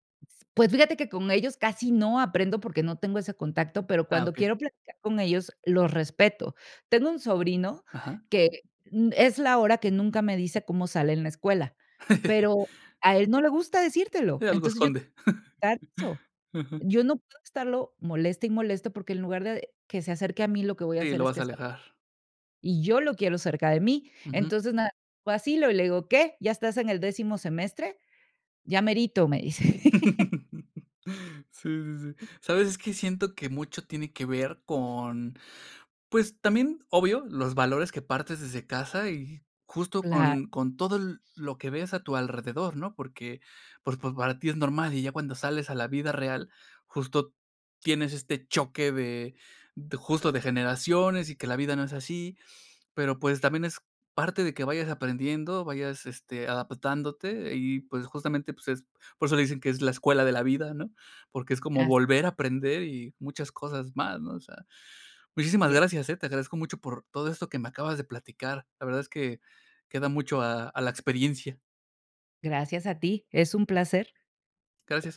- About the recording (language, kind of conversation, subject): Spanish, podcast, ¿Qué consejos darías para llevarse bien entre generaciones?
- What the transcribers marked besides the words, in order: laugh; laugh; chuckle; other background noise; tapping